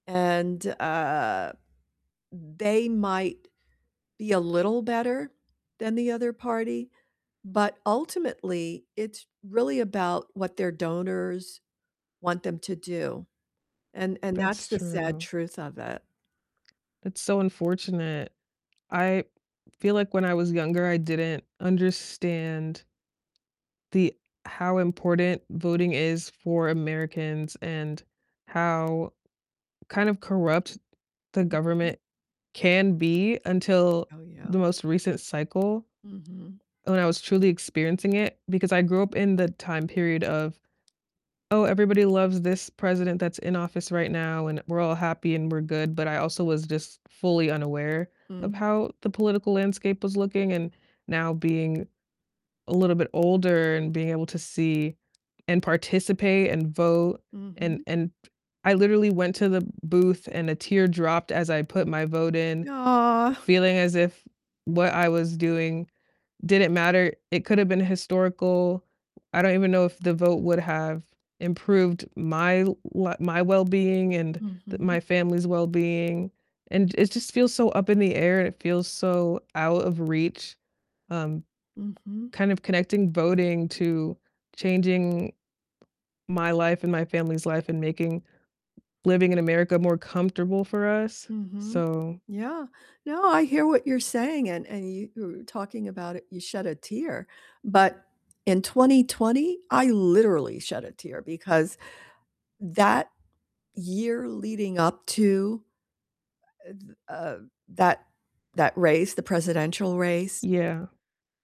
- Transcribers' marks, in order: tapping; distorted speech; other background noise; drawn out: "Yeah"
- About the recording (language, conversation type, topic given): English, unstructured, How should we address concerns about the future of voting rights?